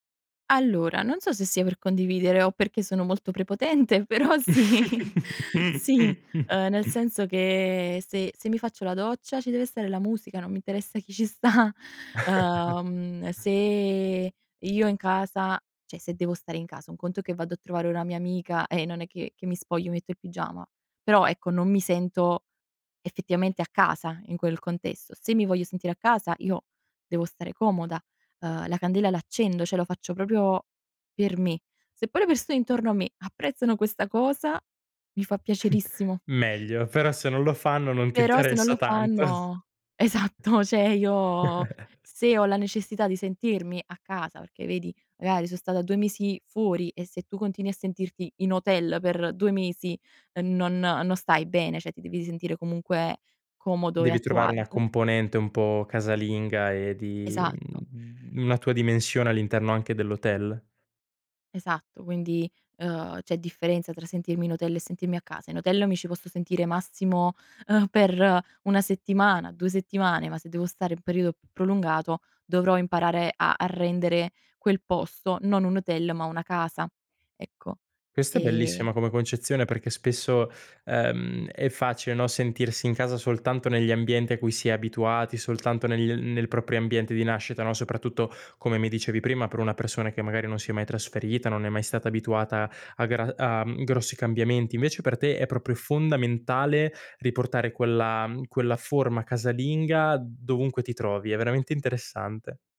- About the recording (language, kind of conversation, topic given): Italian, podcast, C'è un piccolo gesto che, per te, significa casa?
- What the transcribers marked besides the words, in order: chuckle; laughing while speaking: "sì"; laughing while speaking: "sta"; chuckle; "cioè" said as "ceh"; "cioè" said as "ceh"; chuckle; laughing while speaking: "esatto"; "cioè" said as "ceh"; other background noise; chuckle; "cioè" said as "ceh"